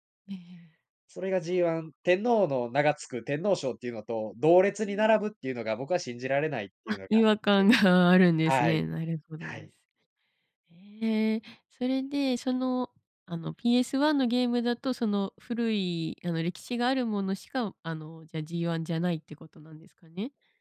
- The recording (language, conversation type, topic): Japanese, podcast, 昔のゲームに夢中になった理由は何でしたか？
- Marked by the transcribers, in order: none